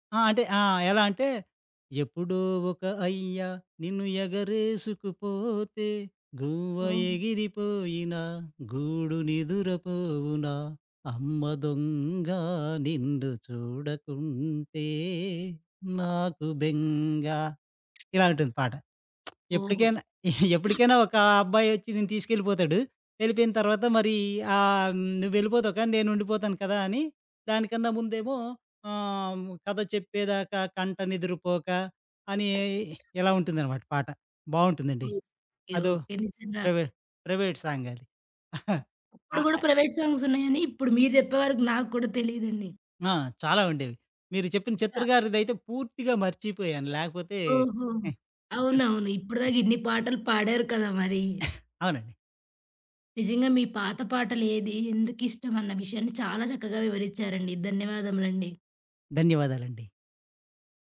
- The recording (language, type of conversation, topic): Telugu, podcast, మీకు ఇష్టమైన పాట ఏది, ఎందుకు?
- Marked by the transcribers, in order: singing: "ఎప్పుడో ఒక అయ్య నిన్ను ఎగరేసుకుపోతే … చూడకుంటే నాకు బెంగ"; lip smack; giggle; tapping; other background noise; cough; in English: "ప్రైవేట్ ప్రైవేట్"; giggle; in English: "ప్రైవేట్ సాంగ్స్"; unintelligible speech; unintelligible speech; cough